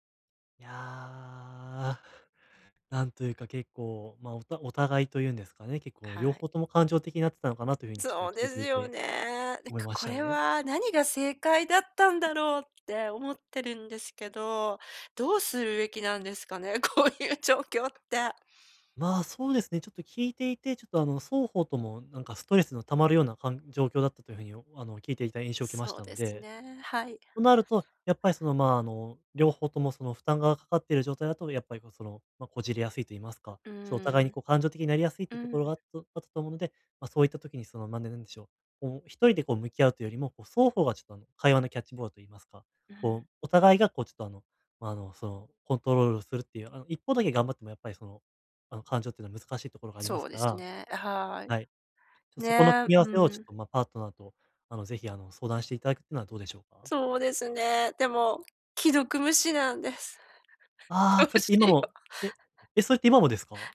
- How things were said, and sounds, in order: laughing while speaking: "こういう状況って"; laughing while speaking: "どうしよう"
- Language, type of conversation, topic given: Japanese, advice, 批判されたとき、感情的にならずにどう対応すればよいですか？